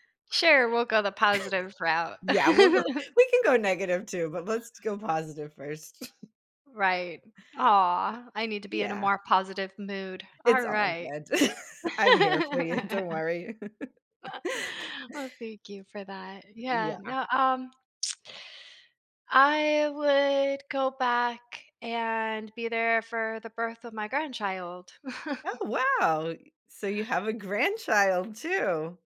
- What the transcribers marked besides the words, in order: chuckle; laughing while speaking: "go"; laugh; chuckle; laugh; laughing while speaking: "you"; laugh; chuckle
- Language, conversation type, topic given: English, unstructured, How do memories from your past shape who you are today?
- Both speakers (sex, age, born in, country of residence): female, 40-44, United States, United States; female, 45-49, United States, United States